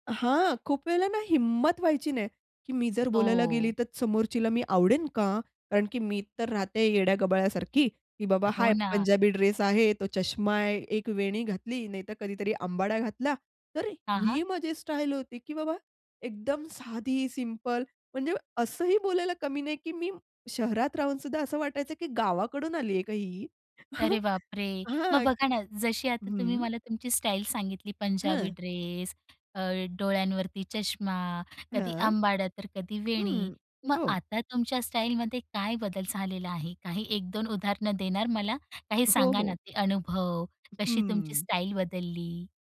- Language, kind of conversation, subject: Marathi, podcast, समाजमाध्यमांच्या वापरामुळे तुझी पेहरावाची शैली कशी बदलली?
- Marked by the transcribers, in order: tapping; other background noise; chuckle; unintelligible speech